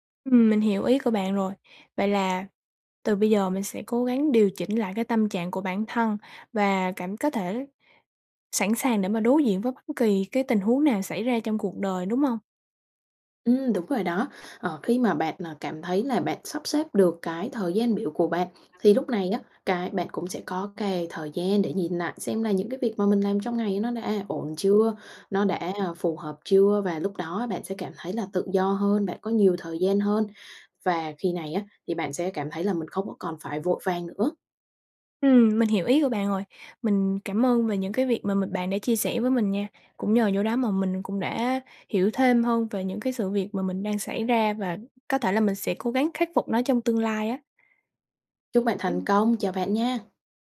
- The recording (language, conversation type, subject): Vietnamese, advice, Làm sao để không còn cảm thấy vội vàng và thiếu thời gian vào mỗi buổi sáng?
- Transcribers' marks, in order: other background noise; tapping; background speech; other noise